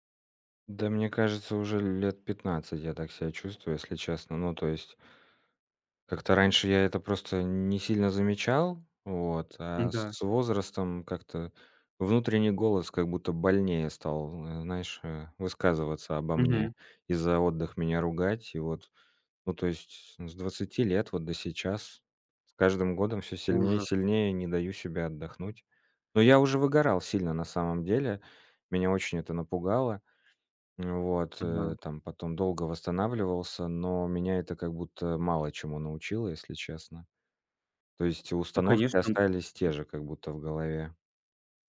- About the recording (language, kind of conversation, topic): Russian, advice, Как чувство вины во время перерывов мешает вам восстановить концентрацию?
- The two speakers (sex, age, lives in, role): male, 20-24, Estonia, advisor; male, 35-39, Estonia, user
- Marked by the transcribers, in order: none